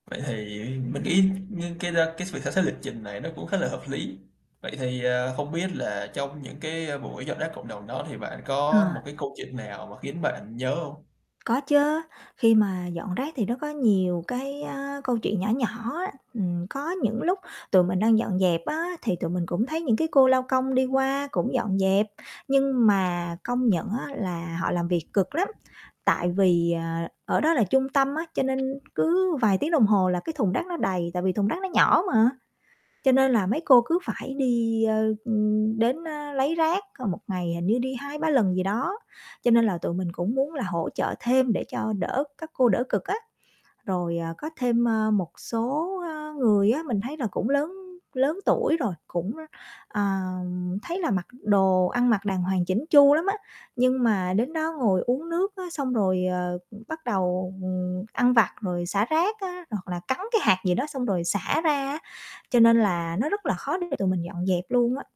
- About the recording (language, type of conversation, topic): Vietnamese, podcast, Bạn đã từng tham gia dọn rác cộng đồng chưa, và trải nghiệm đó của bạn như thế nào?
- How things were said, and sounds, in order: mechanical hum; static; tapping; other background noise; distorted speech